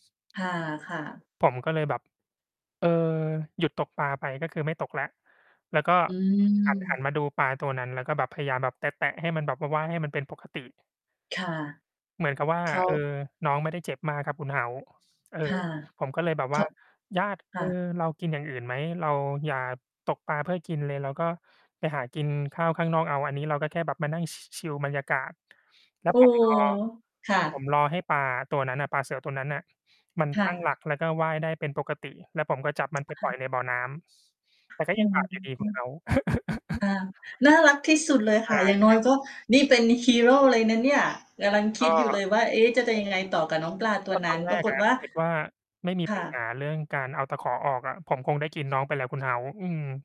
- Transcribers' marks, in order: distorted speech; mechanical hum; tapping; laugh
- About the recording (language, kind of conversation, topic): Thai, unstructured, คุณรู้สึกอย่างไรเมื่อทำอาหารเป็นงานอดิเรก?